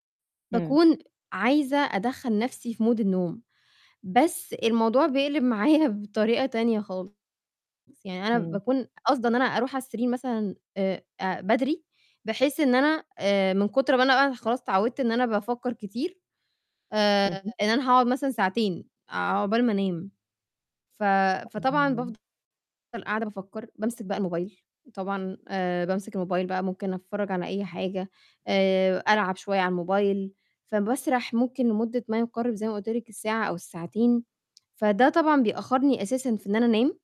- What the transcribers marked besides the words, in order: in English: "mood"; distorted speech; unintelligible speech
- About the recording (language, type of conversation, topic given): Arabic, advice, إزاي أهدّي دماغي قبل ما أنام؟